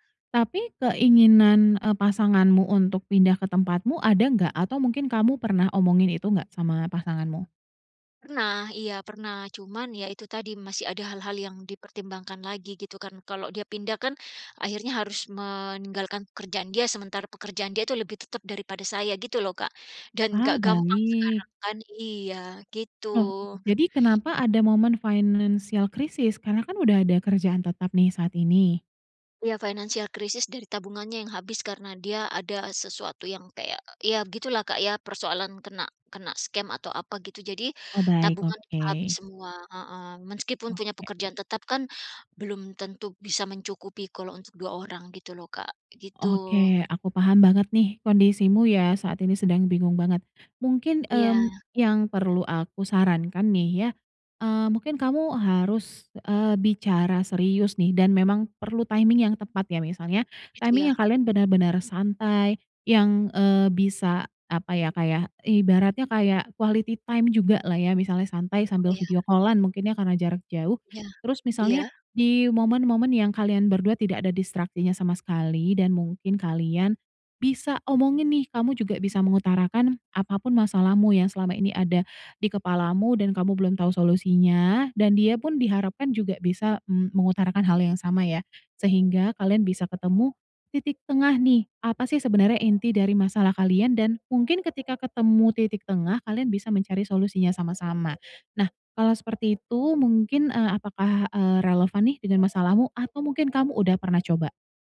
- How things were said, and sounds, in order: other street noise; in English: "financial crisis?"; in English: "financial"; in English: "scam"; other background noise; in English: "timing"; in English: "timing"; in English: "quality time"; in English: "video call-an"
- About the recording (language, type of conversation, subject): Indonesian, advice, Bimbang ingin mengakhiri hubungan tapi takut menyesal